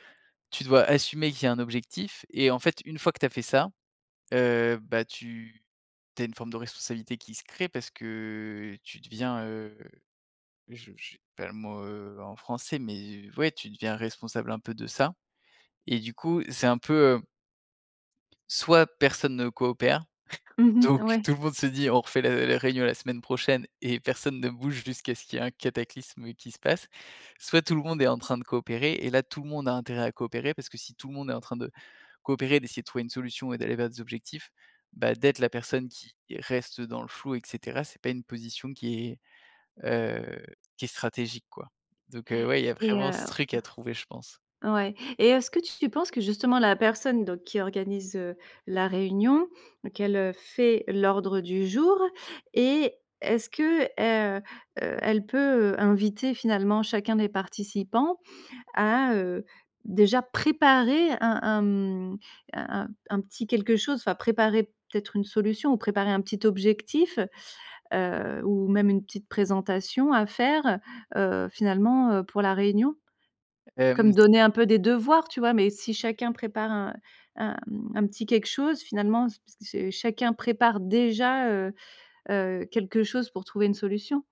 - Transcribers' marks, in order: chuckle; tapping; other background noise; stressed: "préparer"; stressed: "déjà"
- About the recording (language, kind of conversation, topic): French, podcast, Quelle est, selon toi, la clé d’une réunion productive ?